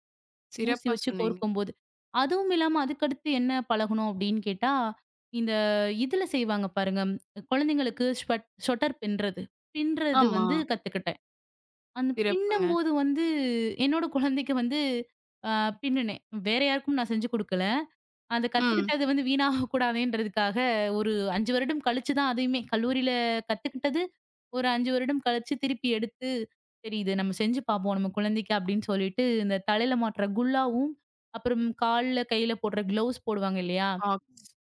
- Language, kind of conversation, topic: Tamil, podcast, நீ கைவினைப் பொருட்களைச் செய்ய விரும்புவதற்கு உனக்கு என்ன காரணம்?
- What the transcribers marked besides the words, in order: in English: "ஸ்வட்டர்"; laughing while speaking: "குழந்தைக்கு வந்து"; laughing while speaking: "வீணாகக் கூடாதுன்றதுக்காக"; in English: "க்ளோவ்ஸ்"